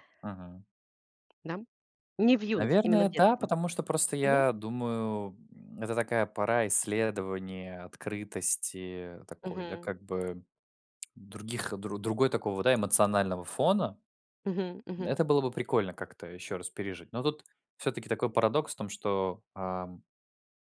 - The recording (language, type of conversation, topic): Russian, unstructured, Какое событие из прошлого вы бы хотели пережить снова?
- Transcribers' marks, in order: tapping